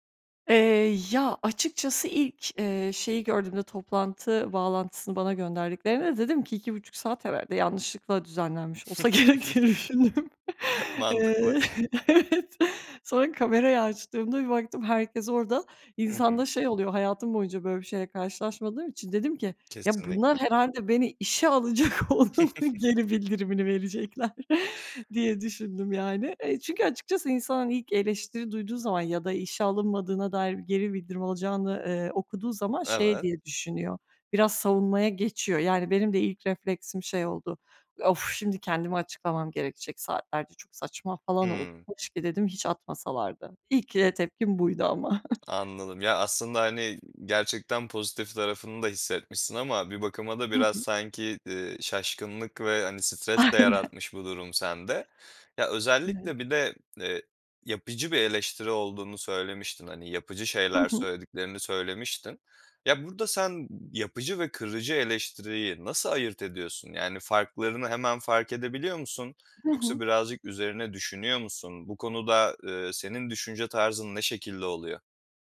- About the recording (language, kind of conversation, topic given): Turkish, podcast, Eleştiri alırken nasıl tepki verirsin?
- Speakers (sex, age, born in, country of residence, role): female, 30-34, Turkey, Bulgaria, guest; male, 25-29, Turkey, Poland, host
- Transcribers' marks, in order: chuckle; laughing while speaking: "gerek. diye düşündüm. Eee, evet"; other background noise; laughing while speaking: "alacak, onun geri bildirimini verecekler"; chuckle; tapping; chuckle; other noise; laughing while speaking: "Aynen"